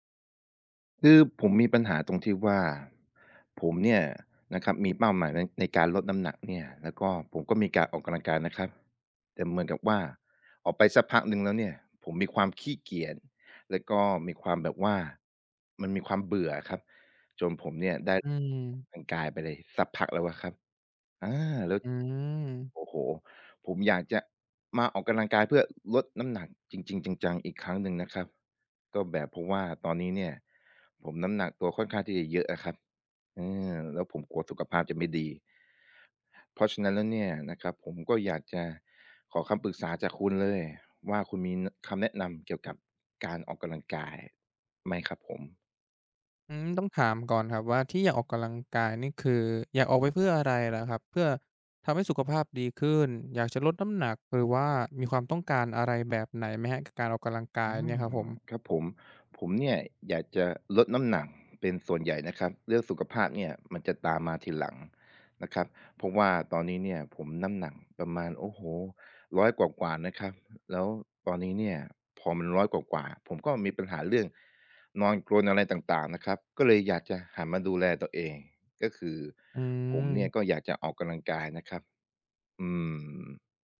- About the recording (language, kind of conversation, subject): Thai, advice, คุณอยากกลับมาออกกำลังกายอีกครั้งหลังหยุดไปสองสามสัปดาห์ได้อย่างไร?
- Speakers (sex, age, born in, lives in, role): male, 20-24, Thailand, Thailand, advisor; male, 25-29, Thailand, Thailand, user
- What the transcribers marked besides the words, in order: other background noise; tapping